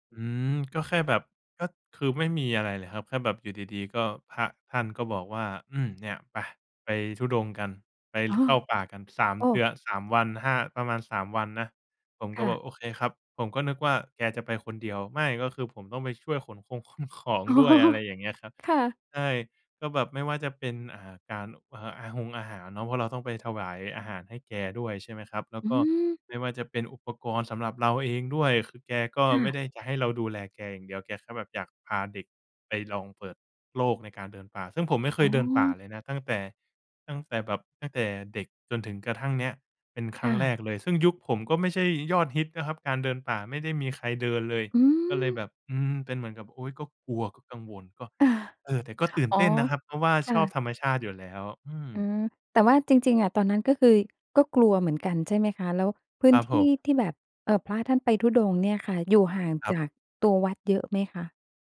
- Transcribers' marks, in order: laughing while speaking: "อ๋อ"; other background noise; chuckle
- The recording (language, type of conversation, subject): Thai, podcast, คุณมีเรื่องผจญภัยกลางธรรมชาติที่ประทับใจอยากเล่าให้ฟังไหม?